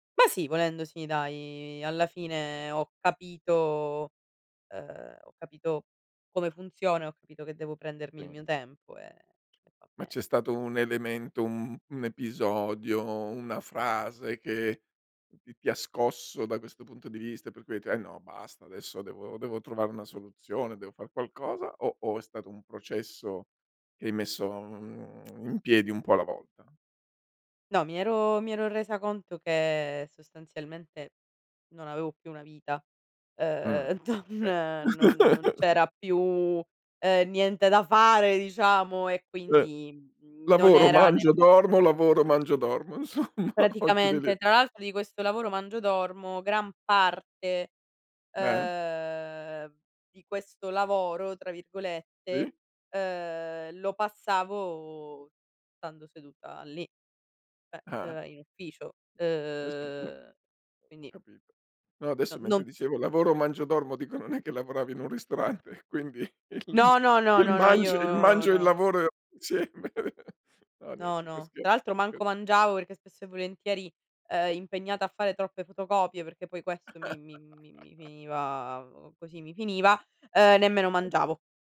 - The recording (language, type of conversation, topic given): Italian, podcast, Quanto conta per te l’equilibrio tra lavoro e vita privata?
- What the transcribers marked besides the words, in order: drawn out: "dai"; drawn out: "mhmm"; chuckle; laughing while speaking: "insomma o giù di lì"; drawn out: "ehm"; drawn out: "ehm"; "cioè" said as "ceh"; drawn out: "Uhm"; laughing while speaking: "sì"; chuckle; chuckle; other background noise